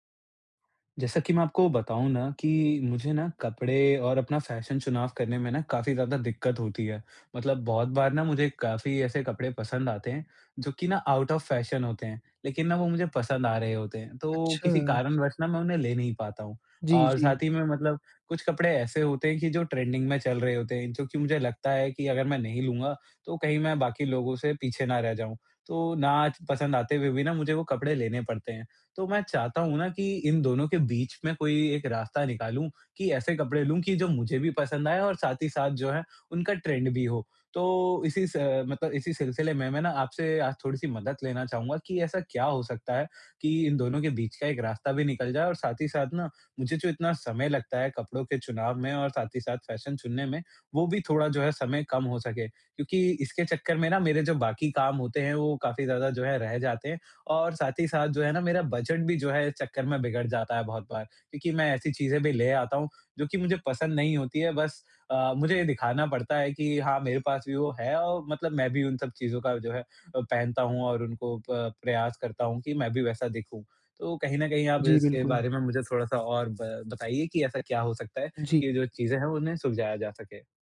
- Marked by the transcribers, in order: in English: "आउट ऑफ़"; in English: "ट्रेंडिंग"; in English: "ट्रेंड"; other background noise
- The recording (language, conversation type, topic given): Hindi, advice, कपड़े और फैशन चुनने में मुझे मुश्किल होती है—मैं कहाँ से शुरू करूँ?